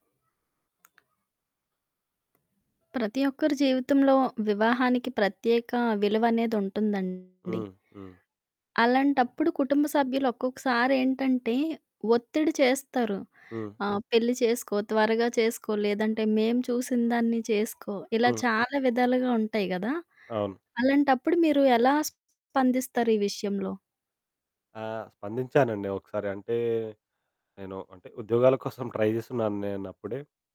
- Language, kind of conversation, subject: Telugu, podcast, వివాహ నిర్ణయాల్లో కుటుంబం మోసం చేస్తున్నప్పుడు మనం ఎలా స్పందించాలి?
- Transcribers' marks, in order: other background noise; distorted speech; in English: "ట్రై"